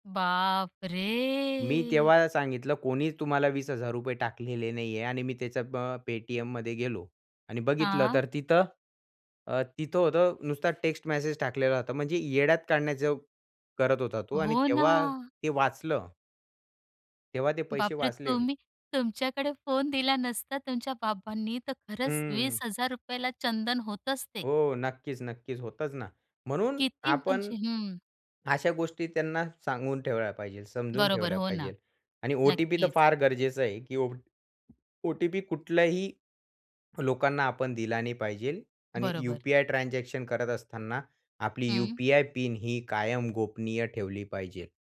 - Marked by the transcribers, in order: drawn out: "बापरे!"; surprised: "बापरे!"; other background noise; tapping
- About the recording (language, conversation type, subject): Marathi, podcast, गोपनीयता सेटिंग्ज योग्य रीतीने कशा वापराव्यात?